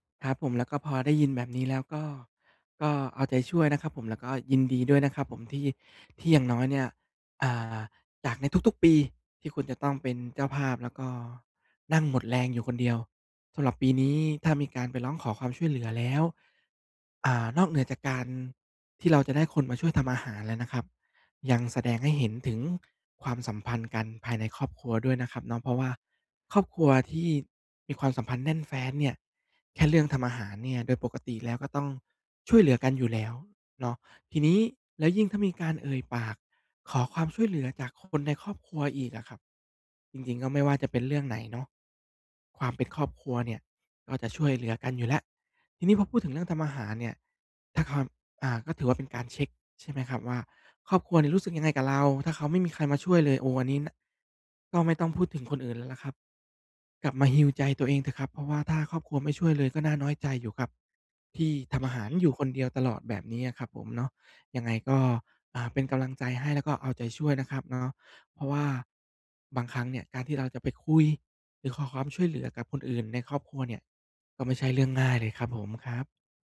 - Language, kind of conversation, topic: Thai, advice, คุณรู้สึกกดดันช่วงเทศกาลและวันหยุดเวลาต้องไปงานเลี้ยงกับเพื่อนและครอบครัวหรือไม่?
- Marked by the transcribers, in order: tapping; in English: "Heal"